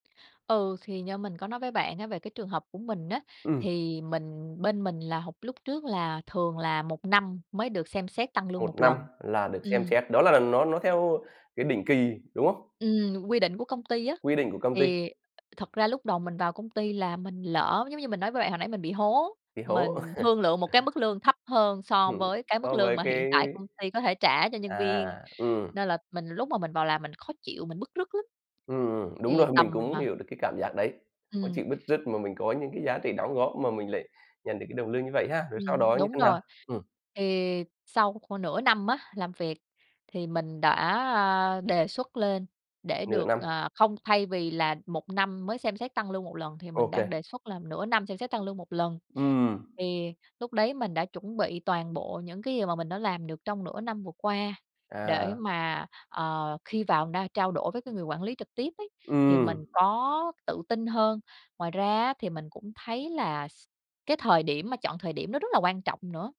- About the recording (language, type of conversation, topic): Vietnamese, podcast, Làm sao để xin tăng lương mà không ngượng?
- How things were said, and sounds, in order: chuckle; other noise; other background noise